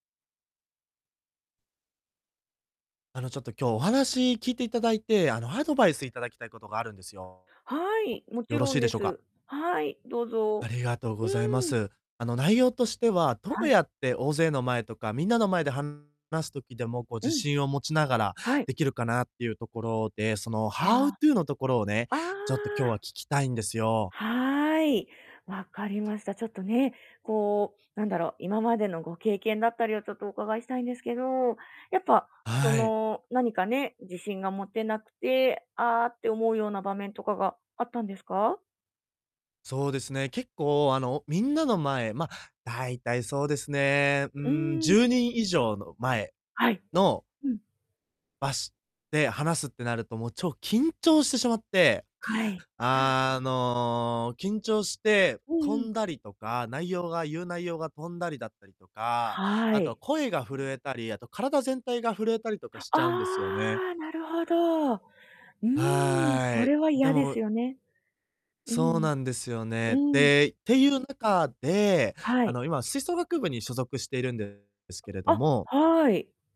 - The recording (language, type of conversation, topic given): Japanese, advice, 大勢の前で話すときに自信を持つにはどうすればよいですか？
- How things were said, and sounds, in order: distorted speech; in English: "ハウトゥ"; tapping; drawn out: "あの"; drawn out: "ああ"; drawn out: "はい"